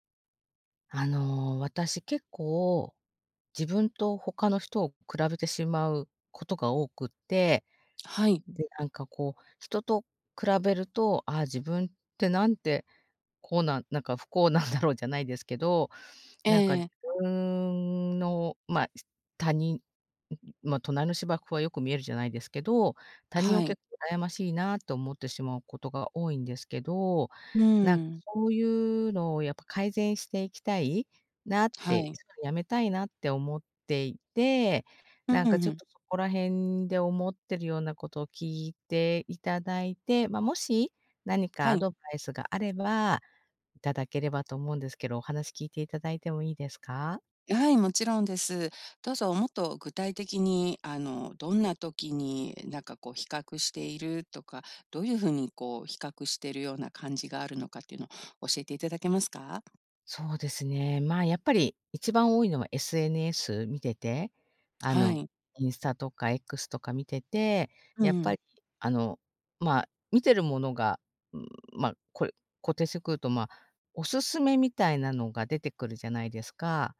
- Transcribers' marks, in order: drawn out: "自分"; other background noise
- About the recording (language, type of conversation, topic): Japanese, advice, 他人と比べるのをやめて視野を広げるには、どうすればよいですか？